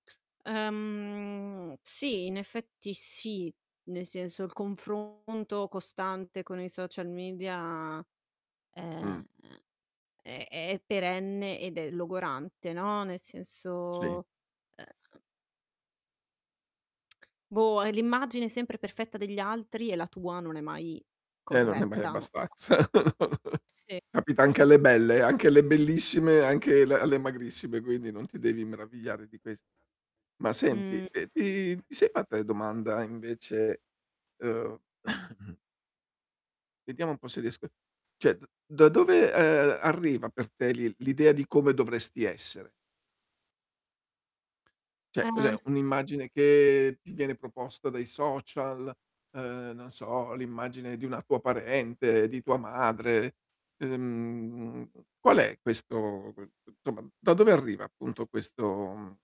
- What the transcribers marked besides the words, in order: drawn out: "Uhm"; distorted speech; drawn out: "senso"; other noise; tapping; chuckle; static; drawn out: "ti"; throat clearing; drawn out: "che"; drawn out: "Uhm"; "insomma" said as "tomma"
- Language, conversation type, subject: Italian, advice, Quali insicurezze provi riguardo al tuo aspetto fisico o alla tua immagine corporea?